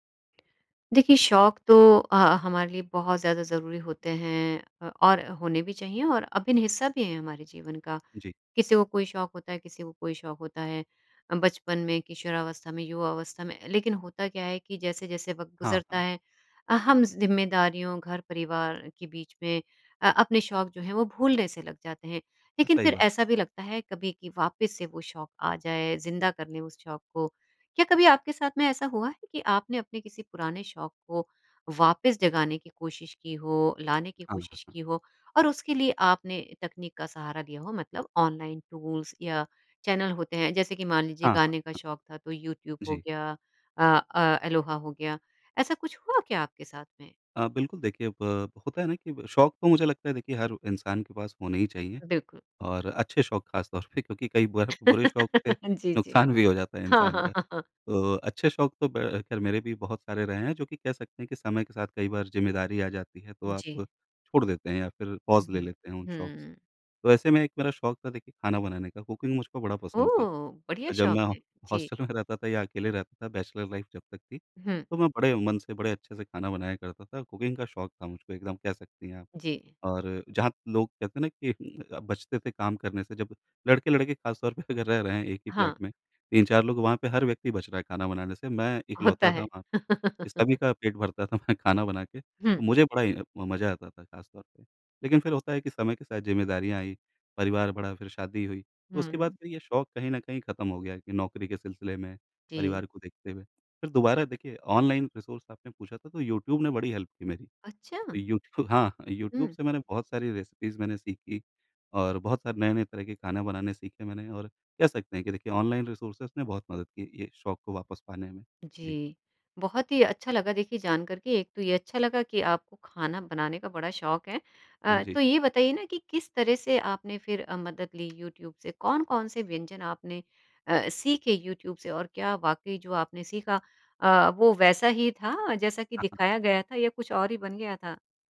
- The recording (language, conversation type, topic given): Hindi, podcast, ऑनलाइन संसाधन पुराने शौक को फिर से अपनाने में कितने मददगार होते हैं?
- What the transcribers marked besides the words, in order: in English: "टूल्स"; in English: "चैनल"; laughing while speaking: "पे"; laugh; laughing while speaking: "हाँ, हाँ, हाँ, हाँ"; in English: "पॉज़"; in English: "कुकिंग"; in English: "हॉस्टल"; laughing while speaking: "में रहता"; in English: "बैचलर लाइफ़"; in English: "कुकिंग"; laughing while speaking: "पे अगर"; in English: "फ्लैट"; laugh; laughing while speaking: "था मैं"; in English: "रिसोर्स"; in English: "हेल्प"; in English: "रेसिपीज़"; in English: "रिसोर्सेज़"